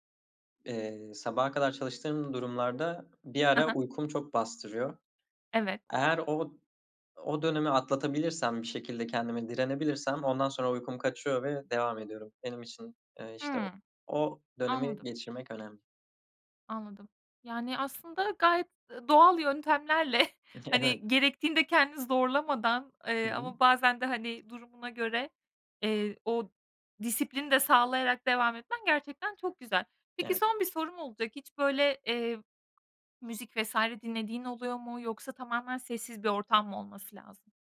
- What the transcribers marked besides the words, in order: chuckle; laughing while speaking: "Evet"
- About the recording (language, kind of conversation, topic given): Turkish, podcast, Evde odaklanmak için ortamı nasıl hazırlarsın?